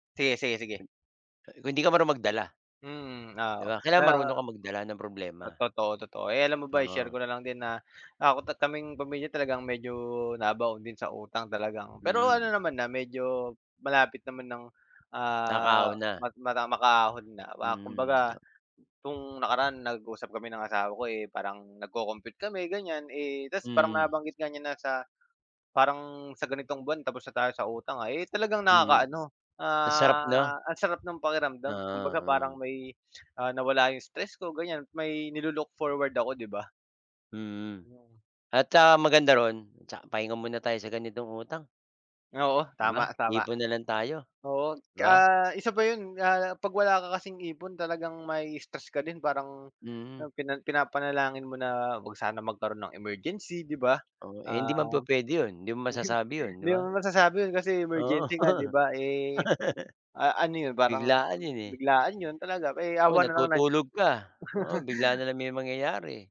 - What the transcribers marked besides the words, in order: other background noise; tapping; chuckle; laugh; unintelligible speech; laugh
- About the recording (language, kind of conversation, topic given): Filipino, unstructured, Paano mo hinaharap ang stress kapag kapos ka sa pera?
- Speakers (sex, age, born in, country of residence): male, 30-34, Philippines, Philippines; male, 50-54, Philippines, Philippines